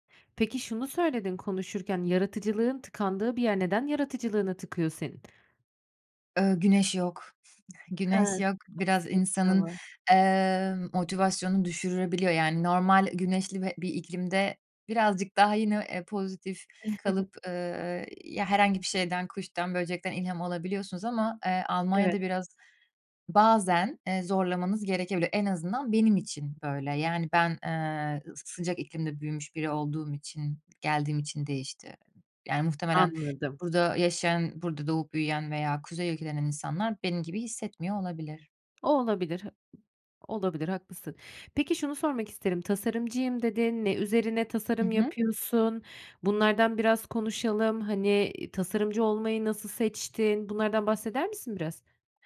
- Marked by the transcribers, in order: unintelligible speech; chuckle; tapping
- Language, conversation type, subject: Turkish, podcast, Tıkandığında ne yaparsın?